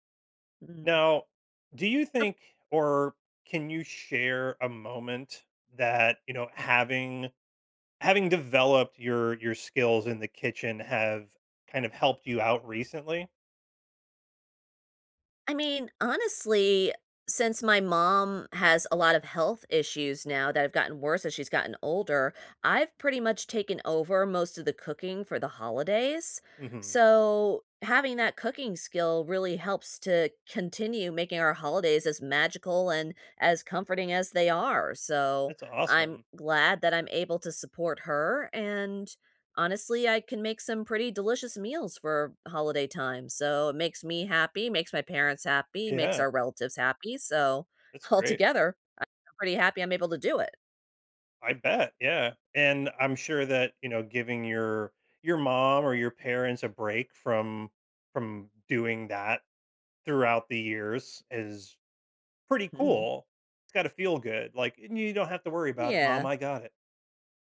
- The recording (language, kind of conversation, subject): English, unstructured, What skill should I learn sooner to make life easier?
- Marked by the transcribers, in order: laughing while speaking: "altogether"